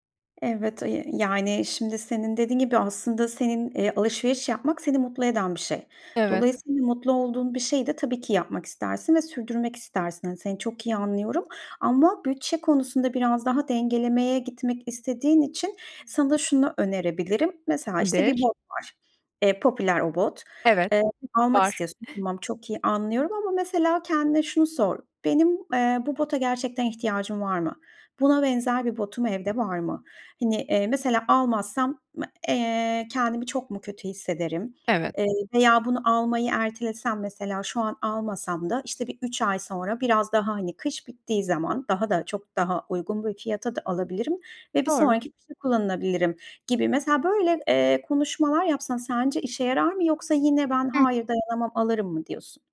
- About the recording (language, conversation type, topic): Turkish, advice, Aylık harcamalarımı kontrol edemiyor ve bütçe yapamıyorum; bunu nasıl düzeltebilirim?
- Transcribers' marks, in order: other noise